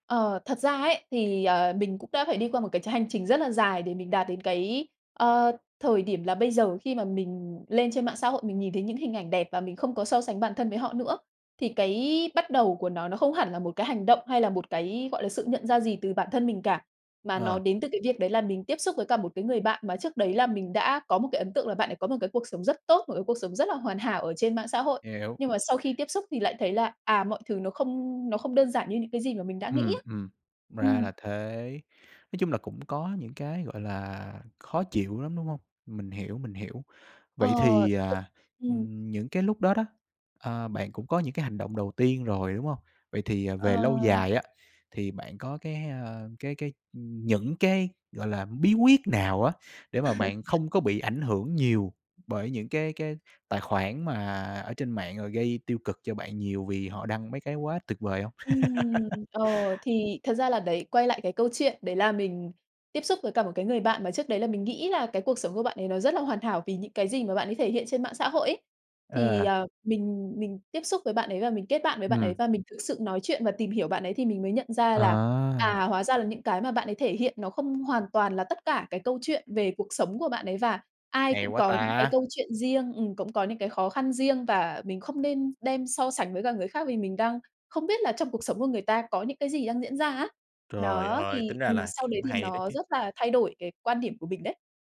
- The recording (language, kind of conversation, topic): Vietnamese, podcast, Bạn làm sao để không so sánh bản thân với người khác trên mạng?
- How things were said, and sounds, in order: tapping; other background noise; laugh; laugh